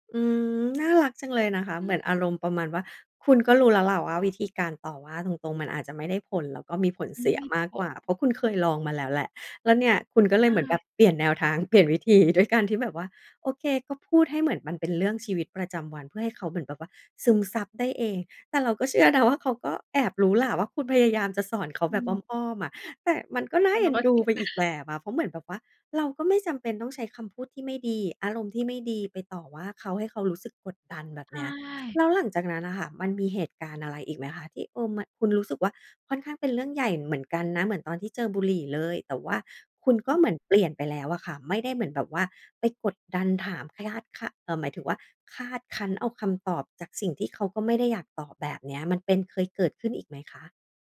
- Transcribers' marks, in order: none
- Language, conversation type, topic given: Thai, podcast, เล่าเรื่องวิธีสื่อสารกับลูกเวลามีปัญหาได้ไหม?